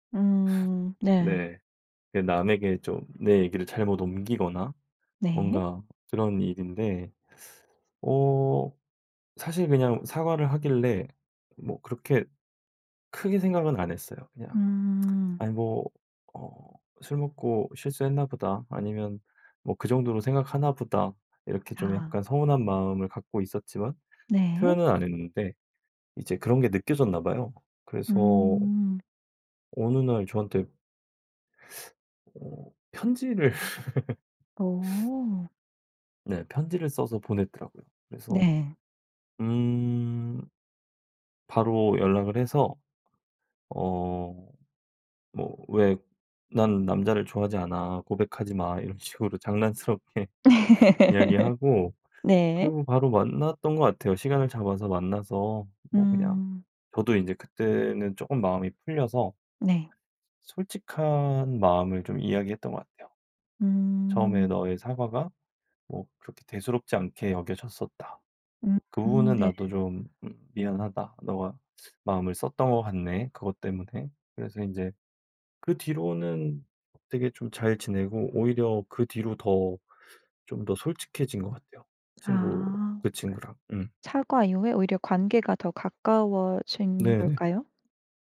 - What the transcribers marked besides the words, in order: other background noise; tsk; laughing while speaking: "편지를"; laugh; laughing while speaking: "이런 식으로 장난스럽게"; laugh
- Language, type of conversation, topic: Korean, podcast, 사과할 때 어떤 말이 가장 효과적일까요?
- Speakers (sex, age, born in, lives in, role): female, 35-39, South Korea, Germany, host; male, 60-64, South Korea, South Korea, guest